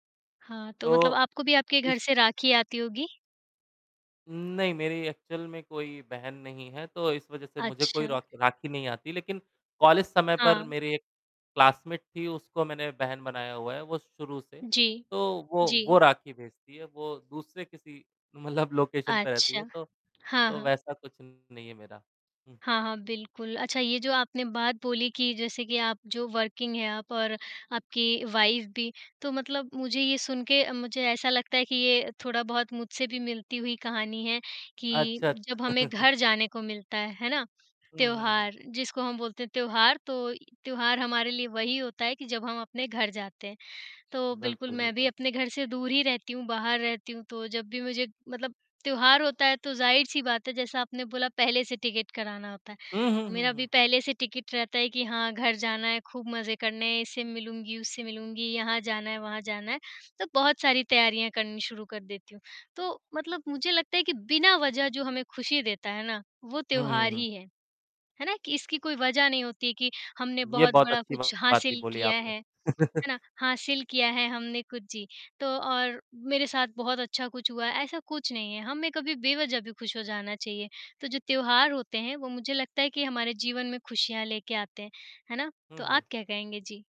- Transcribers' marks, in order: static; in English: "एक्चुअल"; in English: "क्लासमेट"; laughing while speaking: "मतलब"; in English: "लोकेशन"; distorted speech; in English: "वर्किंग"; in English: "वाइफ़"; laugh; laugh
- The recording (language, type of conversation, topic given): Hindi, unstructured, त्योहारों का हमारे जीवन में क्या महत्व है?